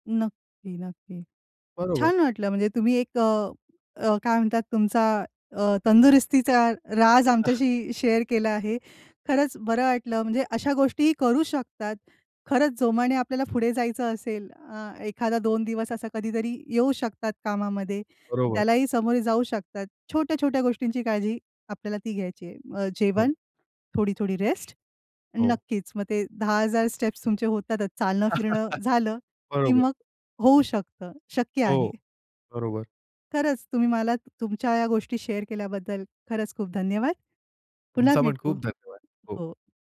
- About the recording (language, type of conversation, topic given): Marathi, podcast, शरीराला विश्रांतीची गरज आहे हे तुम्ही कसे ठरवता?
- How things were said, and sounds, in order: chuckle; chuckle